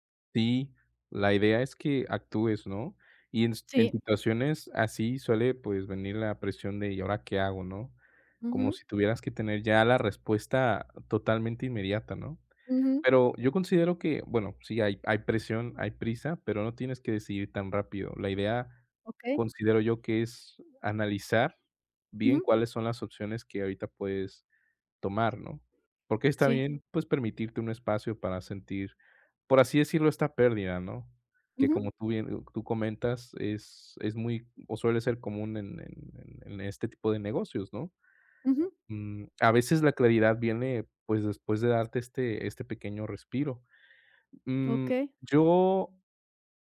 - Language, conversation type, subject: Spanish, advice, ¿Cómo estás manejando la incertidumbre tras un cambio inesperado de trabajo?
- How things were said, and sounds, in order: other background noise